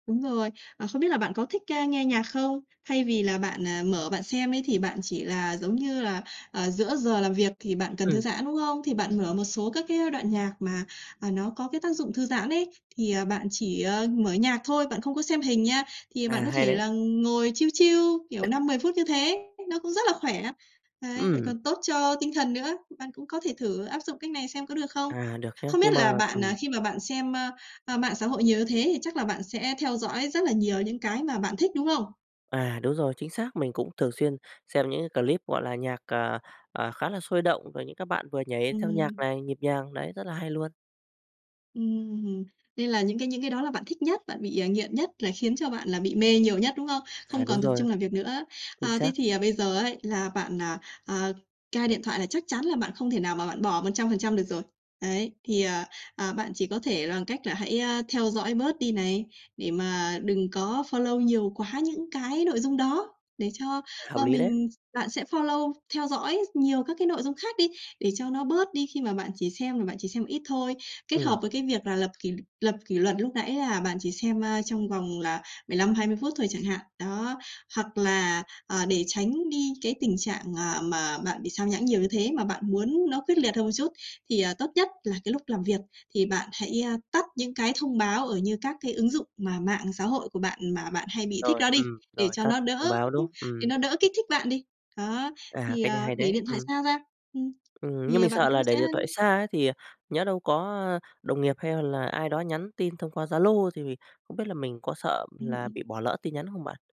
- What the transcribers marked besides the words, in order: other background noise; tapping; in English: "chill, chill"; in English: "follow"; in English: "follow"
- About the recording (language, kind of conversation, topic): Vietnamese, advice, Bạn thường bị mạng xã hội làm xao nhãng như thế nào khi cần tập trung?